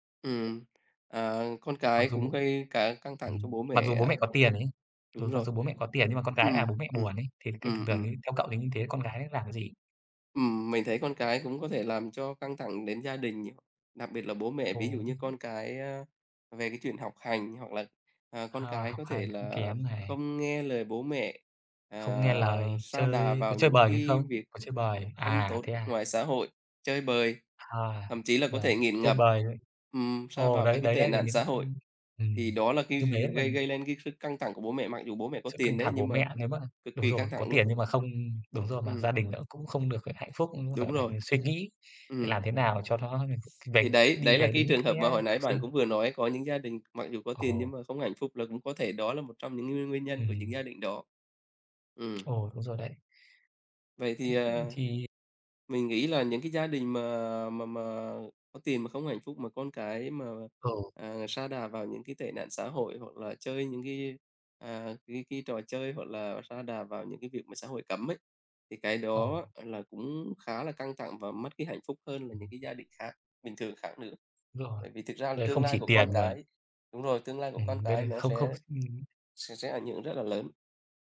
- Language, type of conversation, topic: Vietnamese, unstructured, Tiền bạc có phải là nguyên nhân chính gây căng thẳng trong cuộc sống không?
- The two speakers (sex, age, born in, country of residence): male, 25-29, Vietnam, Vietnam; male, 35-39, Vietnam, Vietnam
- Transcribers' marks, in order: tapping